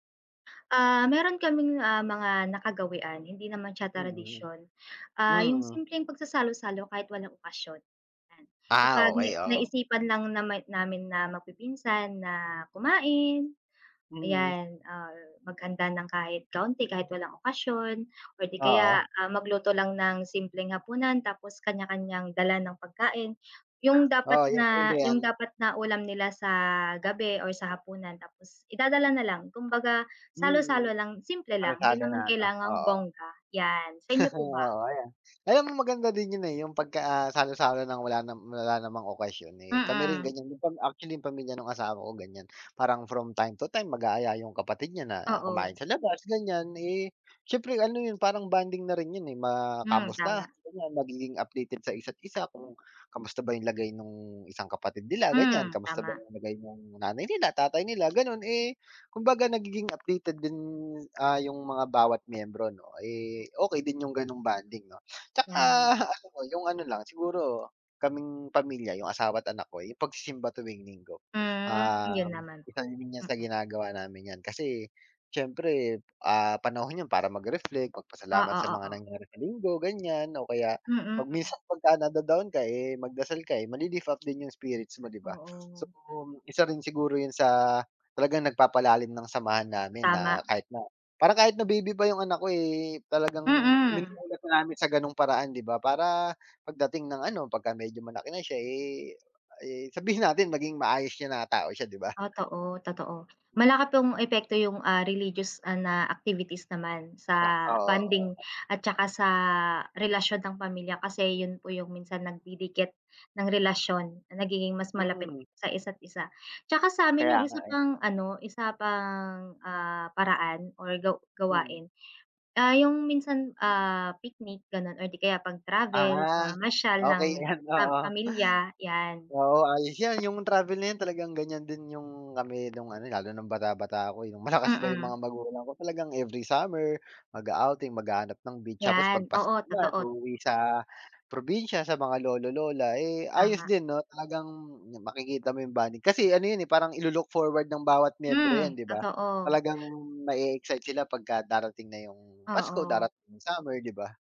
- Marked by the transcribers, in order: inhale; dog barking; tapping; chuckle; other background noise
- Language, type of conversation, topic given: Filipino, unstructured, Paano mo ipinapakita ang pagmamahal sa iyong pamilya araw-araw?